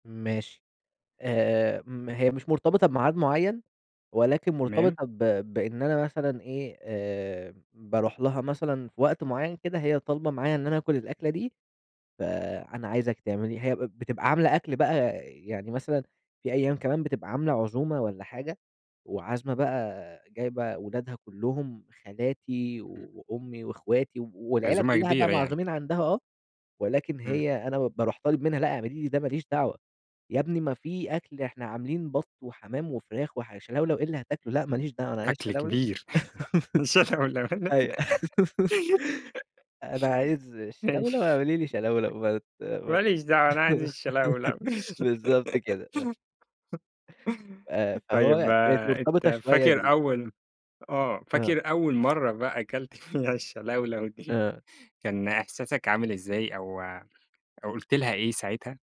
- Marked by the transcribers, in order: unintelligible speech; unintelligible speech; laugh; tapping; laugh
- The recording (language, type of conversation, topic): Arabic, podcast, إيه أكتر أكلة بتفكّرك بطفولتك؟